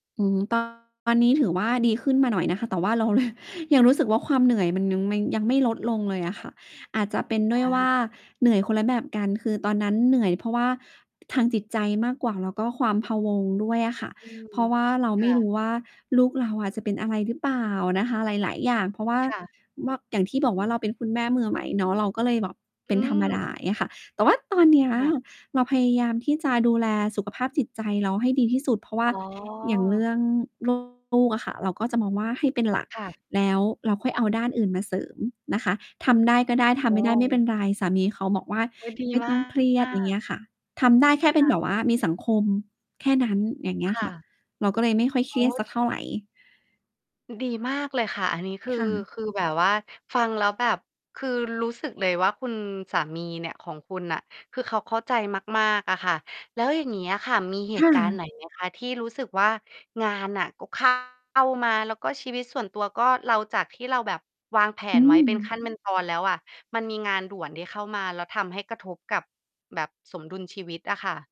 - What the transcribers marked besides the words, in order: distorted speech; laughing while speaking: "เรา ร"; mechanical hum; other background noise
- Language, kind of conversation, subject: Thai, podcast, เราจะทำอย่างไรให้มีสมดุลระหว่างงานกับชีวิตส่วนตัวดีขึ้น?